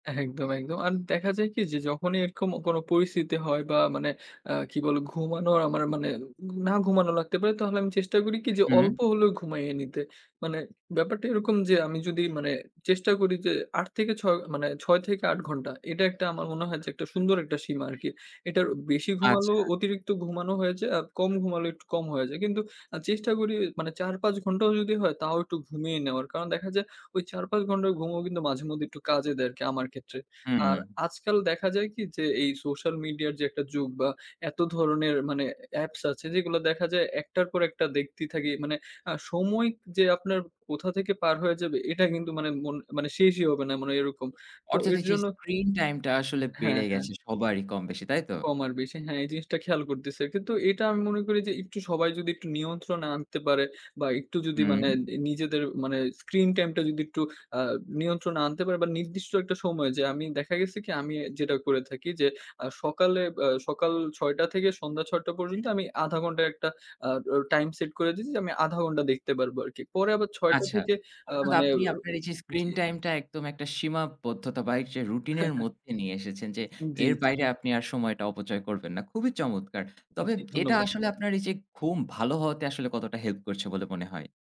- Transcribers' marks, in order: horn; chuckle
- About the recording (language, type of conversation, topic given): Bengali, podcast, তোমার ঘুমের রুটিন কেমন, বলো তো?
- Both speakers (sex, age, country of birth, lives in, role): male, 20-24, Bangladesh, Bangladesh, guest; male, 30-34, Bangladesh, Finland, host